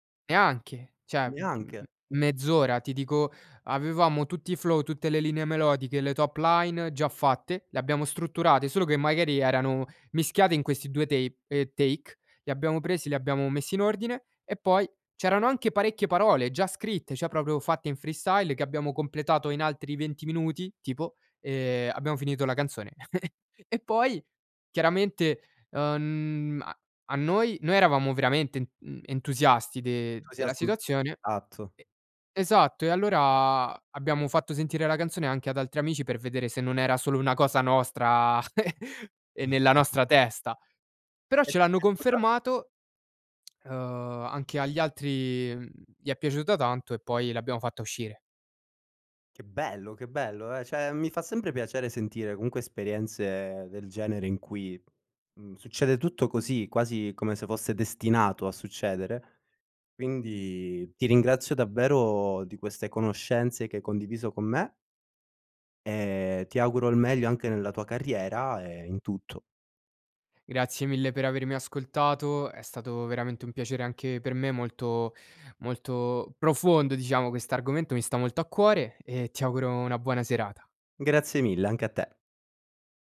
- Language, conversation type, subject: Italian, podcast, Cosa fai per entrare in uno stato di flow?
- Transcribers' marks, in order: in English: "flow"; in English: "top line"; in English: "tape"; in English: "take"; in English: "freestyle"; chuckle; unintelligible speech; snort; chuckle; unintelligible speech